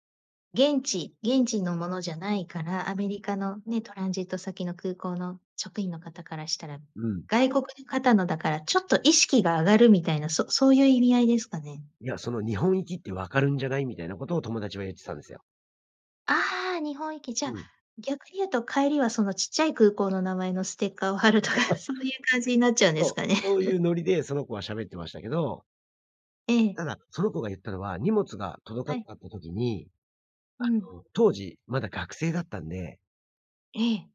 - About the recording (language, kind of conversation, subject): Japanese, podcast, 荷物が届かなかったとき、どう対応しましたか？
- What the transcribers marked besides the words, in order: laughing while speaking: "ステッカーを貼るとか"; laugh; laugh